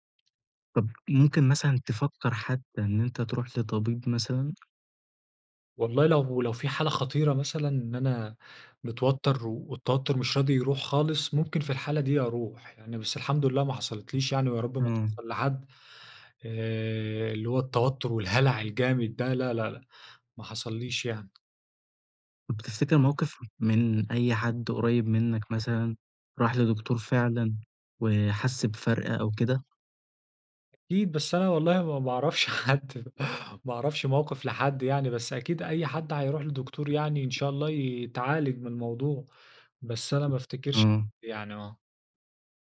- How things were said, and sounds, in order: tapping; other background noise; laughing while speaking: "حد"
- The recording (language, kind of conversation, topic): Arabic, podcast, إزاي بتتعامل مع التوتر اليومي؟